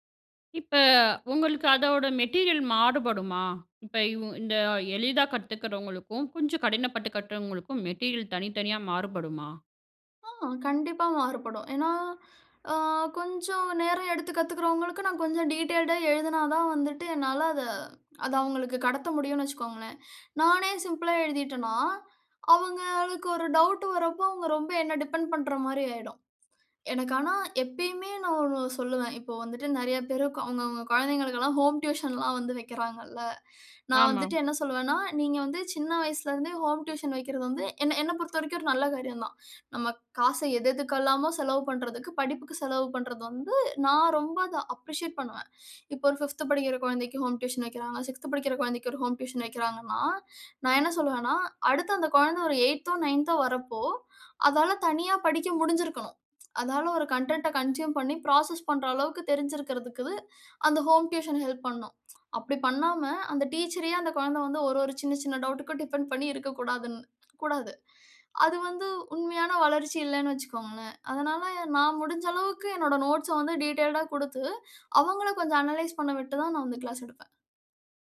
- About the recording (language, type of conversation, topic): Tamil, podcast, நீங்கள் உருவாக்கிய கற்றல் பொருட்களை எவ்வாறு ஒழுங்குபடுத்தி அமைப்பீர்கள்?
- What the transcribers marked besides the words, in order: "உங்களுக்கு" said as "ஒங்களுக்கு"; in English: "மெட்டீரியல்"; in English: "மெட்டீரியல்"; in English: "டீட்டெயில்டா"; in English: "சிம்பிளா"; in English: "டிபெண்ட்"; in English: "ஹோம் டியூஷன்லாம்"; in English: "ஹோம் டியூஷன்"; in English: "அப்ரிஷியேட்"; in English: "பிஃப்த்"; in English: "ஹோம் டியூஷன்"; in English: "சிக்ஸ்த்"; in English: "எய்ட்த்தோ, நயந்த்தோ"; in English: "கன்டென்ட்ட கன்சியூம் பண்ணி, ப்ராசஸ்"; in English: "ஹோம் டியூஷன் ஹெல்ப்"; in English: "டவுட்க்கும் டிபெண்ட்"; other noise; in English: "டீட்டெயில்டா"; in English: "அனலைஸ்"